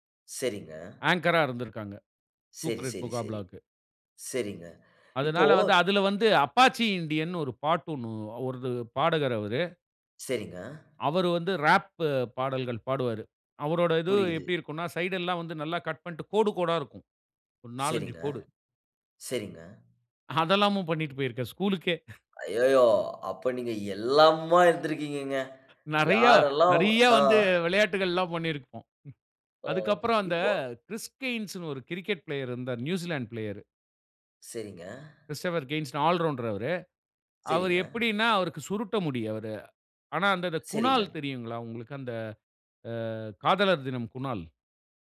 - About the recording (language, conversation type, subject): Tamil, podcast, தனித்துவமான ஒரு அடையாள தோற்றம் உருவாக்கினாயா? அதை எப்படி உருவாக்கினாய்?
- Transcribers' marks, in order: in English: "ஆங்கர்‌ரா"; other background noise; in English: "அப்பாச்சி"; in English: "ராப்"; in English: "சைட்"; in English: "கட்"; surprised: "ஐய்யய்யோ!"; in English: "க்ரிக்கெட் ப்ளேயர்"; in English: "ப்ளேயர்"